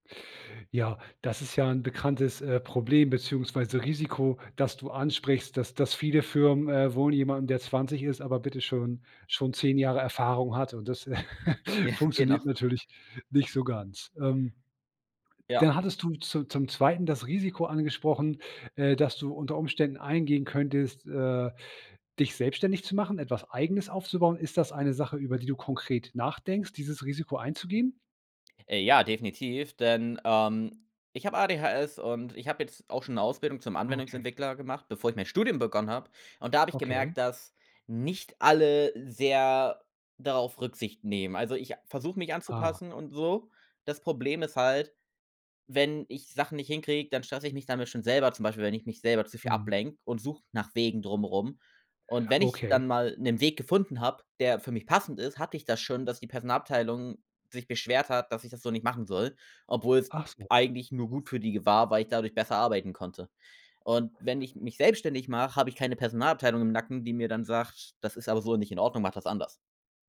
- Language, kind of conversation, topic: German, podcast, Wann gehst du lieber ein Risiko ein, als auf Sicherheit zu setzen?
- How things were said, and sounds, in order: laughing while speaking: "Ja, genau"; chuckle; stressed: "Studium"; stressed: "nicht"